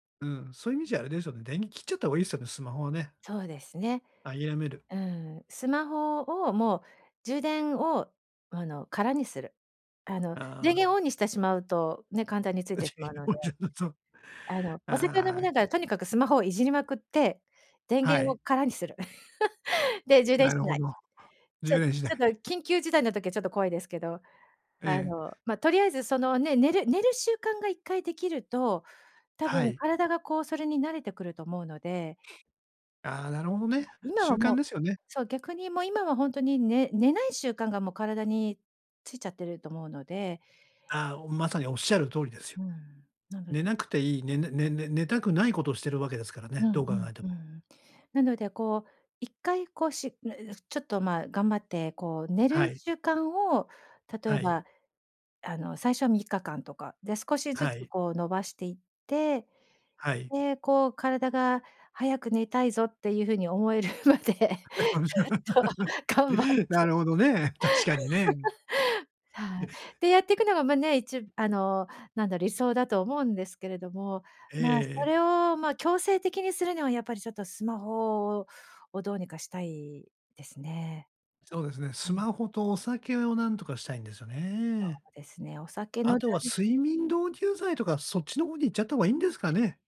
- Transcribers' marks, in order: other background noise; unintelligible speech; laugh; tapping; unintelligible speech; laugh; laughing while speaking: "までちょっと頑張って"; laugh
- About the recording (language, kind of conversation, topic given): Japanese, advice, 夜にスマホを使うのをやめて寝つきを良くするにはどうすればいいですか？